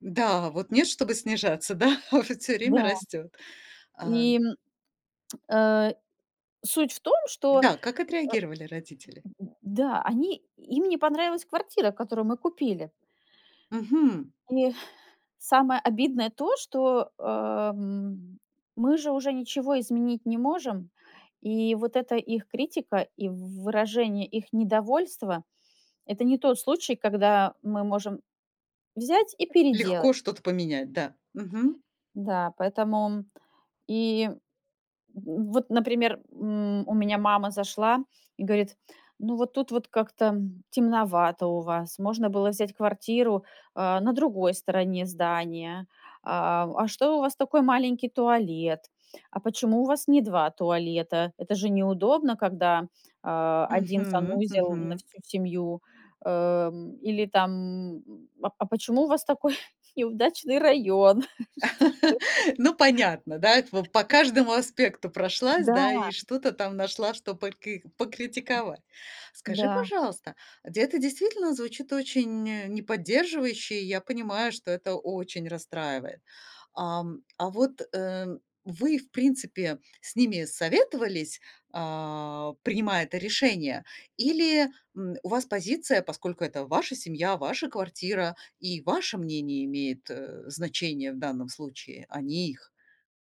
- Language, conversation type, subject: Russian, advice, Как вы справляетесь с постоянной критикой со стороны родителей?
- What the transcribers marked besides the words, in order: laughing while speaking: "да?"; other noise; tapping; other background noise; laughing while speaking: "неудачный район? Что что?"; laugh